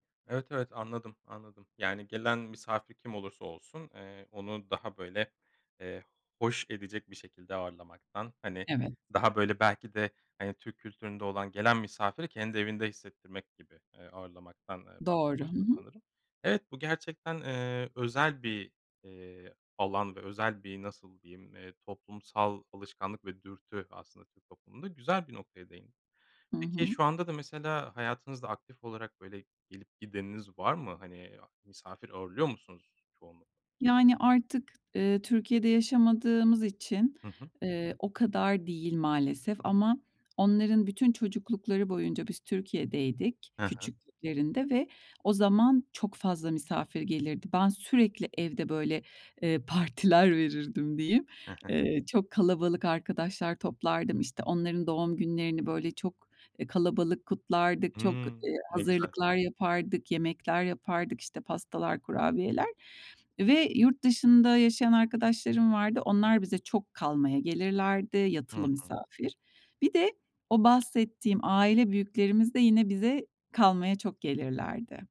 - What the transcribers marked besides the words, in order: laughing while speaking: "partiler"; tapping; chuckle
- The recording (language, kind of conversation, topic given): Turkish, podcast, Çocuklara hangi gelenekleri mutlaka öğretmeliyiz?